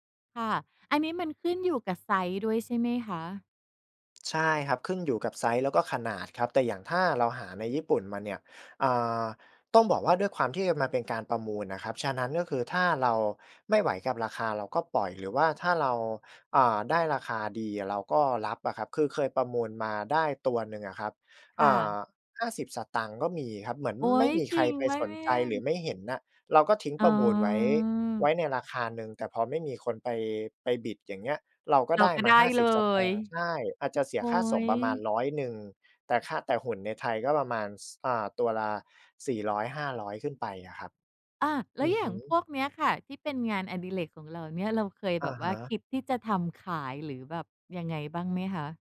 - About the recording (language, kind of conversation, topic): Thai, podcast, เมื่อยุ่งจนแทบไม่มีเวลา คุณจัดสรรเวลาให้ได้ทำงานอดิเรกอย่างไร?
- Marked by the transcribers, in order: other background noise; "เนี่ย" said as "เมี่ยน"; drawn out: "อ๋อ"; in English: "Bid"